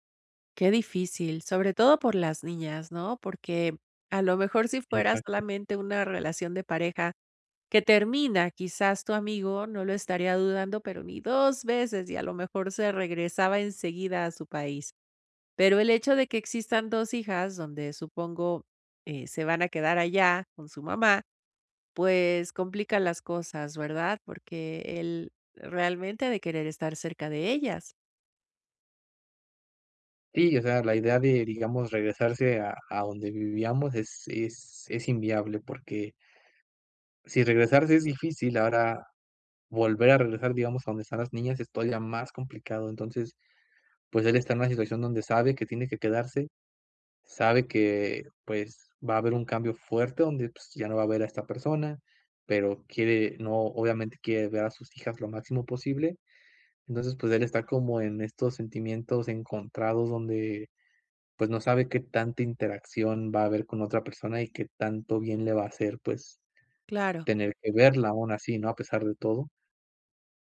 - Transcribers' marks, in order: other background noise
- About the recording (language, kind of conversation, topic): Spanish, advice, ¿Cómo puedo apoyar a alguien que está atravesando cambios importantes en su vida?
- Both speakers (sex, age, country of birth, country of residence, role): female, 50-54, Mexico, Mexico, advisor; male, 30-34, Mexico, Mexico, user